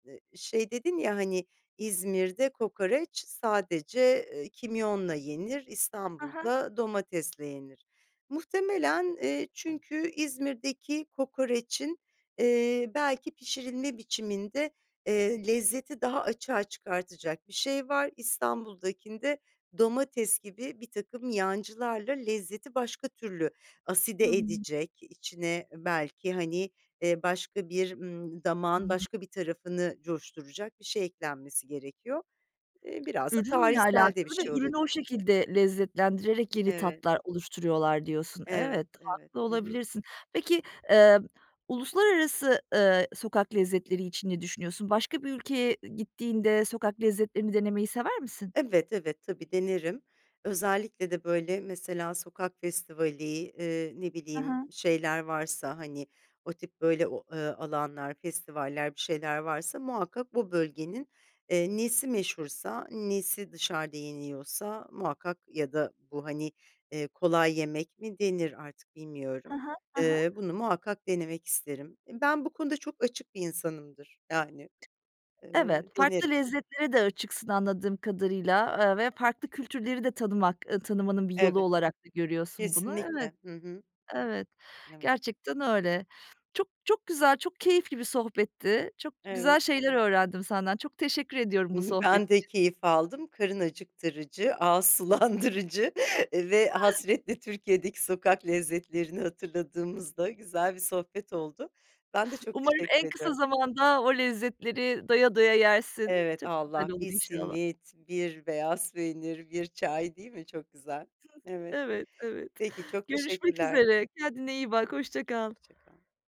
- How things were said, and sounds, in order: other background noise; tapping; laughing while speaking: "sulandırıcı"; unintelligible speech
- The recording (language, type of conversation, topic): Turkish, podcast, Sokak yemekleri hakkında ne düşünüyorsun?